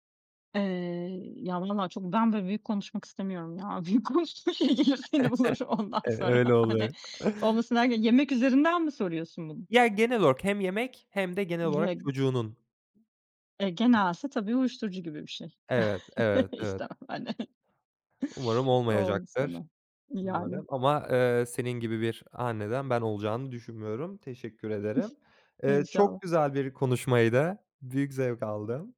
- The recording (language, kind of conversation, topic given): Turkish, podcast, Çocuklara yemek öncesi hangi ritüeller öğretilir?
- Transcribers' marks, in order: laughing while speaking: "Büyük konuştuğun şey gelir seni bulur ondan sonra hani"; other background noise; chuckle; unintelligible speech; chuckle; laughing while speaking: "istemem hani"; chuckle